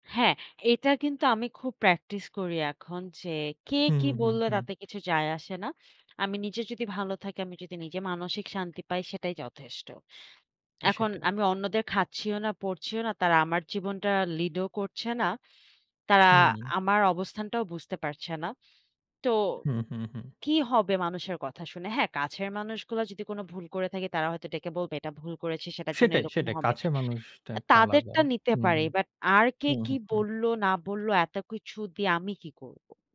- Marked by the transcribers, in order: none
- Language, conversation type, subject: Bengali, unstructured, শোকের সময় আপনি নিজেকে কীভাবে সান্ত্বনা দেন?